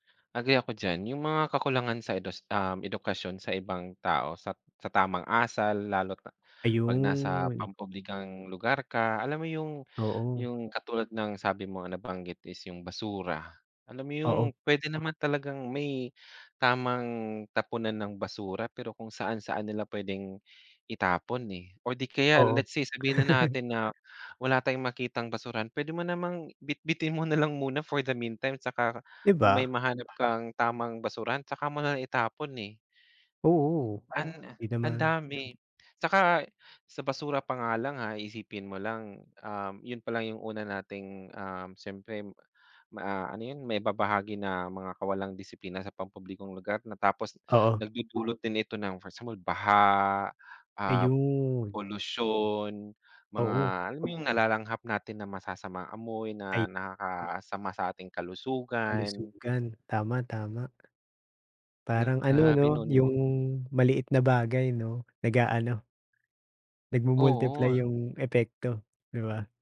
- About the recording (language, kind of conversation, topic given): Filipino, unstructured, Ano ang palagay mo tungkol sa kawalan ng disiplina sa mga pampublikong lugar?
- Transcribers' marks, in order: drawn out: "Ayon!"; other background noise; in English: "let's say"; chuckle; in English: "for the meantime"; unintelligible speech; dog barking; tapping